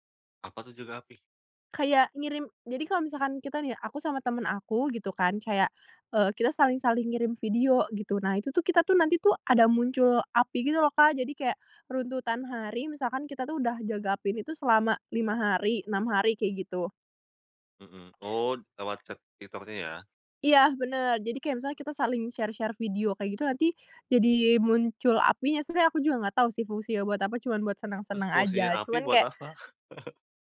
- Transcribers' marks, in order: in English: "share-share"; chuckle
- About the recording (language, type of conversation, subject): Indonesian, podcast, Apa kegiatan yang selalu bikin kamu lupa waktu?